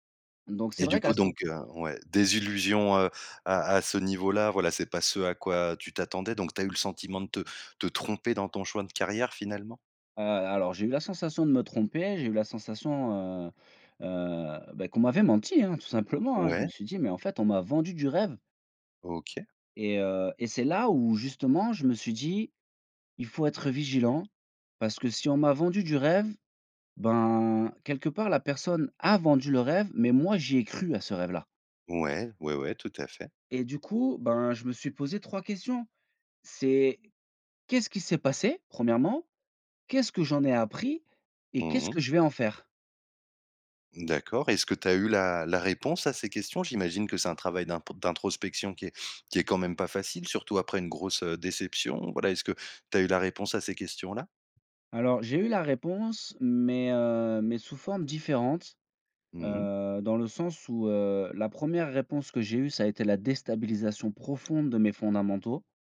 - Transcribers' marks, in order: tapping; stressed: "a"
- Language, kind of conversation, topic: French, podcast, Quand tu fais une erreur, comment gardes-tu confiance en toi ?